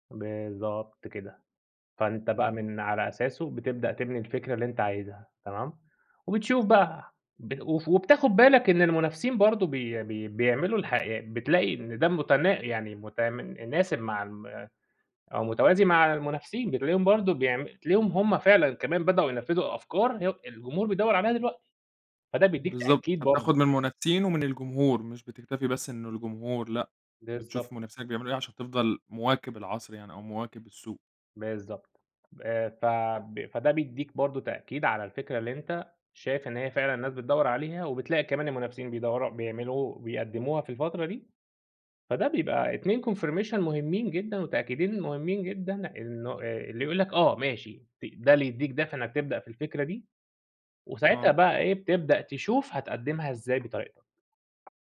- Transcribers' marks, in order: "متناسب" said as "متمناسب"; in English: "confirmation"; tapping
- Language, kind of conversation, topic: Arabic, podcast, إيه اللي بيحرّك خيالك أول ما تبتدي مشروع جديد؟